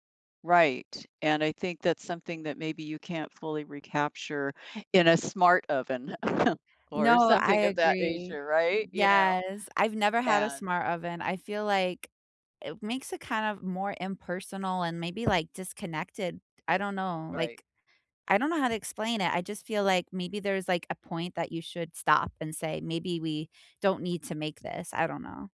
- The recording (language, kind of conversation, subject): English, unstructured, What is something surprising about the way we cook today?
- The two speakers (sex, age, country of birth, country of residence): female, 30-34, United States, United States; female, 65-69, United States, United States
- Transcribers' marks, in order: chuckle